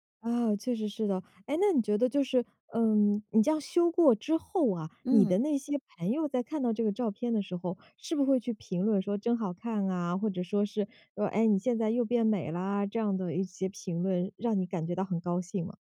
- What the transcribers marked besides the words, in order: none
- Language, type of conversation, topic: Chinese, podcast, 照片修图会改变你怎么看自己吗？